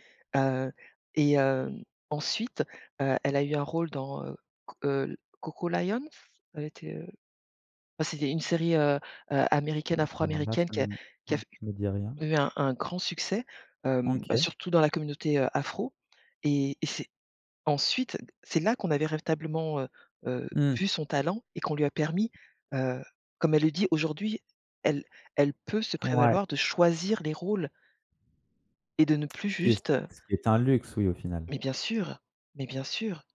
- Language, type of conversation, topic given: French, podcast, Comment les médias traitent-ils la question de la diversité ?
- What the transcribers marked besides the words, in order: other background noise; tapping; stressed: "choisir"